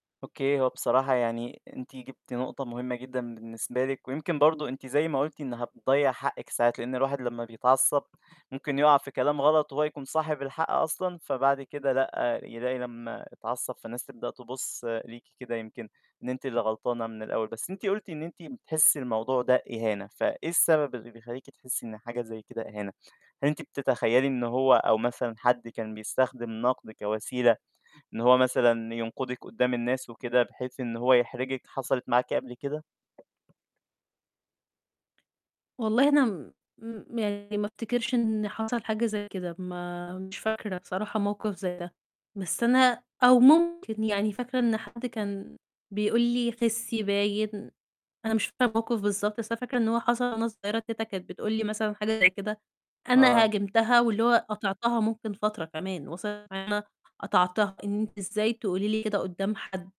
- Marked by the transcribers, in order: static; tapping; distorted speech
- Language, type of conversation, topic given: Arabic, advice, إزاي أقدر أتقبل النقد البنّاء عشان أطوّر مهاراتي من غير ما أحس إني اتجرحت؟